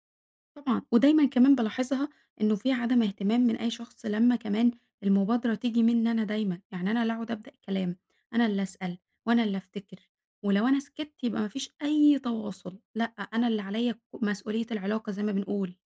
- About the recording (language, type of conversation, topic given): Arabic, podcast, إزاي نعرف إن حد مش مهتم بينا بس مش بيقول كده؟
- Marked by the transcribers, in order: none